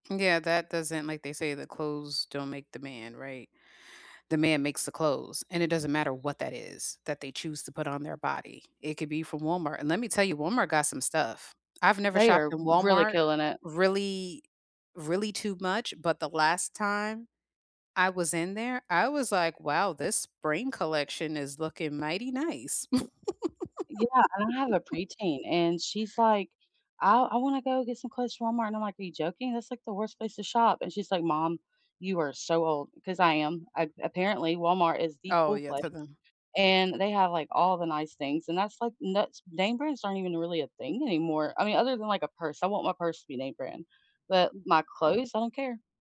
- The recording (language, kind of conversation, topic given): English, unstructured, How do you make new friends as an adult and build lasting social connections?
- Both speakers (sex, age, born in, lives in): female, 30-34, United States, United States; female, 45-49, United States, United States
- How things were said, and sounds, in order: other background noise; chuckle; stressed: "the"